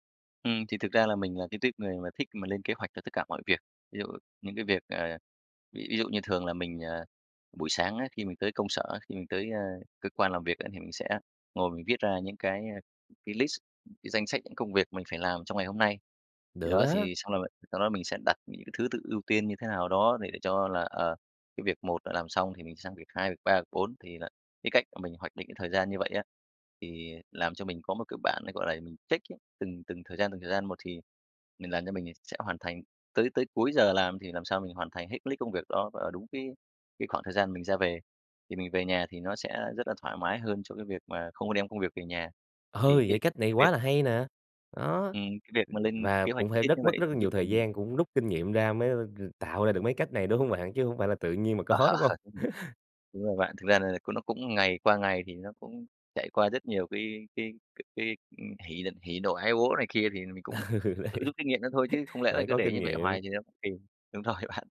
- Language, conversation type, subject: Vietnamese, podcast, Bạn làm sao để giữ cân bằng giữa công việc và đời sống cá nhân?
- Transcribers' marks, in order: laughing while speaking: "Ờ"; laughing while speaking: "mà có"; laugh; laughing while speaking: "Ừ, đấy"; laugh; laughing while speaking: "Đúng rồi bạn"